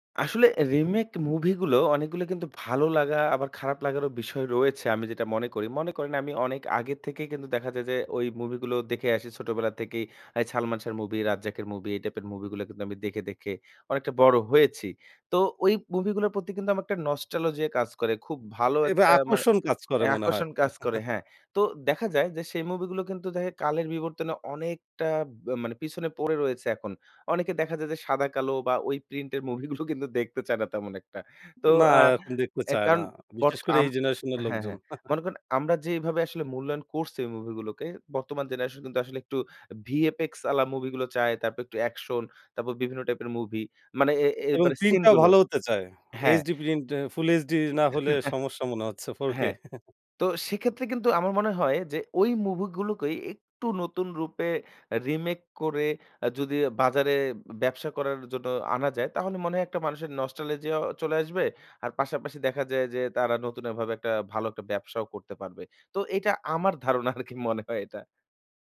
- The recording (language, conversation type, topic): Bengali, podcast, রিমেক কি ভালো, না খারাপ—আপনি কেন এমন মনে করেন?
- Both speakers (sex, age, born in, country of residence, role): male, 25-29, Bangladesh, Bangladesh, guest; male, 25-29, Bangladesh, Bangladesh, host
- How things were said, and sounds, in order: laugh; laughing while speaking: "ওই প্রিন্টের মুভি গুলো কিন্তু দেখতে চায় না তেমন একটা"; scoff; laugh; scoff; laughing while speaking: "আর কি মনে হয় এটা?"